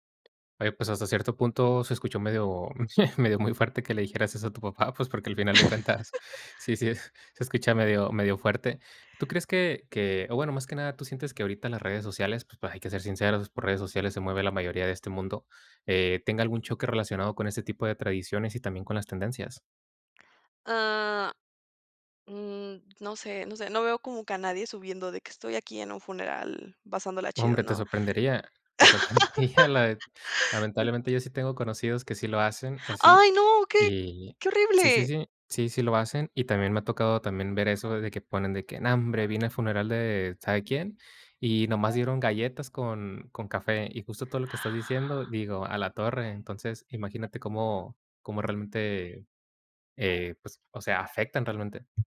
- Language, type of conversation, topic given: Spanish, podcast, ¿Cómo combinas la tradición cultural con las tendencias actuales?
- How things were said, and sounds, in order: chuckle; laugh; other background noise; laugh; other noise; tapping